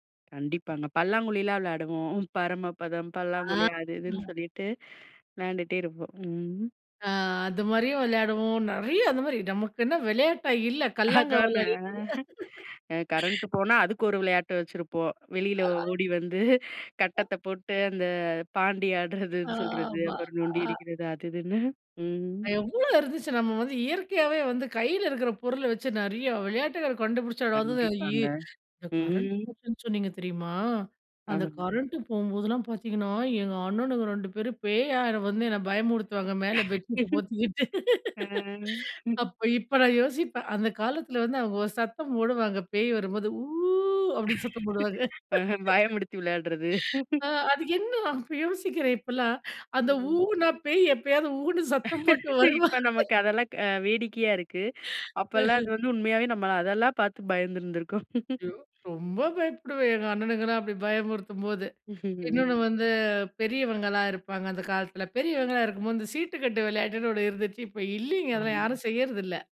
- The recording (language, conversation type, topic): Tamil, podcast, குடும்பத்தோடு ஒரு சாதாரண விளையாட்டு நேரம் எப்படி மகிழ்ச்சி தரும்?
- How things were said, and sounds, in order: laughing while speaking: "அ கரண்ட் போனா அதுக்கு ஒரு … அது இதுன்னு, ம்"; laugh; other noise; laughing while speaking: "அ"; chuckle; laughing while speaking: "பயமுடுத்தி விளயாடுறது"; chuckle; other background noise; laughing while speaking: "இப்ப நமக்கு அதெல்லாம், க வேடிக்கையா … அதெல்லாம் பாத்து பயந்துருந்துருக்கோம்"; chuckle